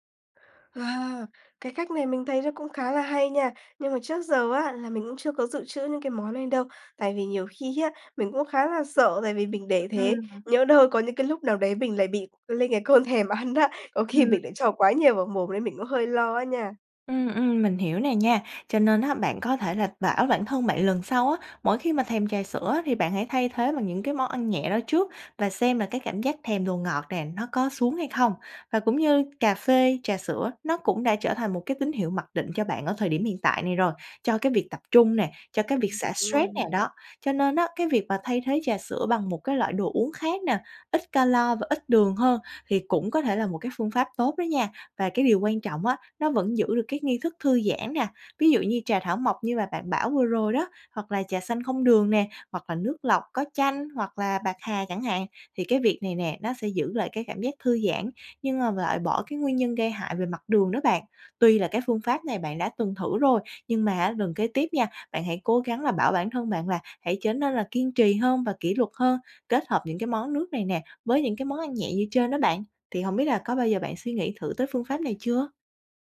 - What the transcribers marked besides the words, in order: laughing while speaking: "ăn á"; tapping
- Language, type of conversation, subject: Vietnamese, advice, Bạn có thường dùng rượu hoặc chất khác khi quá áp lực không?